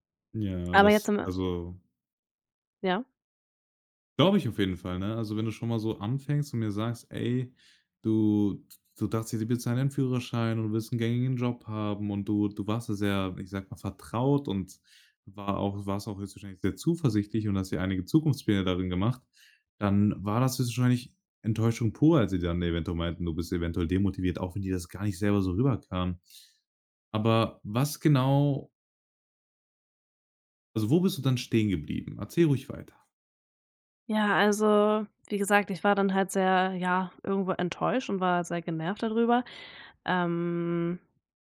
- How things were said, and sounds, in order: drawn out: "ähm"
- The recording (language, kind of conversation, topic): German, podcast, Kannst du von einem Misserfolg erzählen, der dich weitergebracht hat?